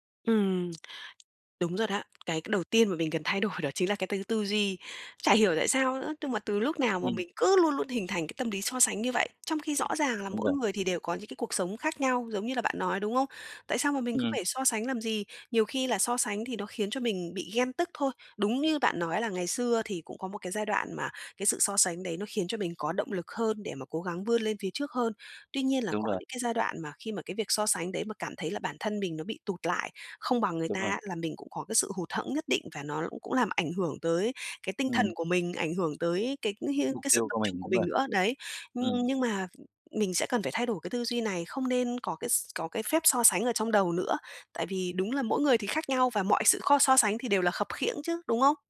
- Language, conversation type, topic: Vietnamese, advice, Làm sao để ngừng so sánh bản thân với người khác?
- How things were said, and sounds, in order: tapping; laughing while speaking: "đổi"; other background noise; unintelligible speech